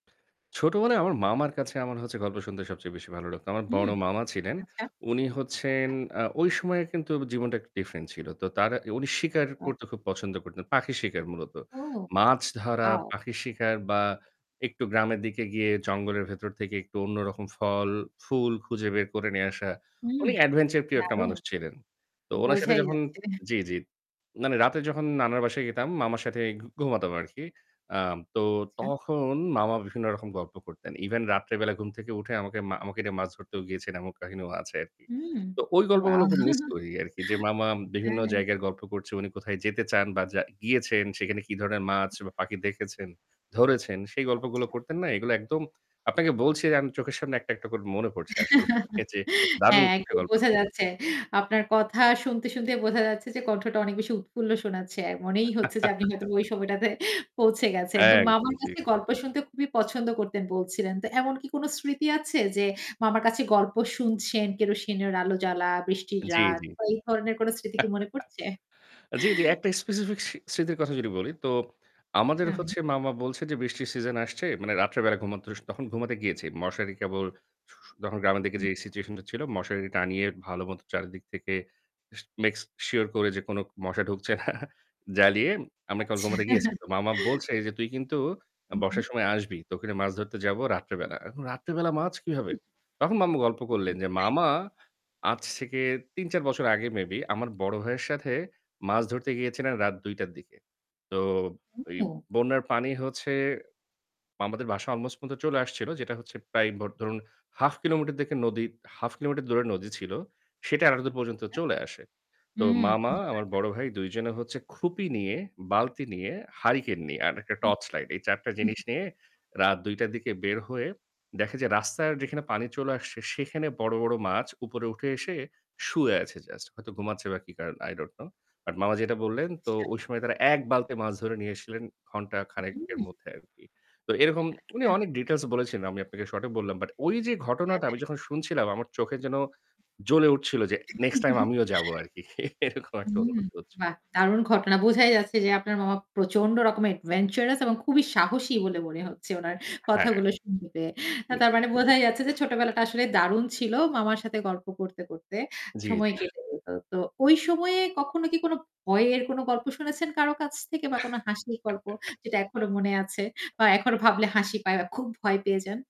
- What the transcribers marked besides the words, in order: static; other background noise; laughing while speaking: "যাচ্ছে"; "যেতাম" said as "গেতাম"; "এমন" said as "এমক"; laughing while speaking: "ওয়াও! হ্যাঁ, হ্যাঁ"; laugh; distorted speech; laugh; laughing while speaking: "সময়টাতে পৌঁছে গেছেন"; chuckle; "পড়ছে" said as "পড়চে"; chuckle; "make" said as "মেক্স"; laughing while speaking: "ঢুকছে না"; "ঘুমাতে" said as "গুমাতে"; laughing while speaking: "আচ্ছা"; "এতো" said as "এরও"; unintelligible speech; in English: "I don't know but"; chuckle; laughing while speaking: "আরকি। এরকম একটা অনুভূতি হচ্ছিল"; in English: "adventurous"; chuckle
- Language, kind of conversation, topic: Bengali, podcast, আপনার সবচেয়ে প্রিয় গল্প কোনটা ছিল?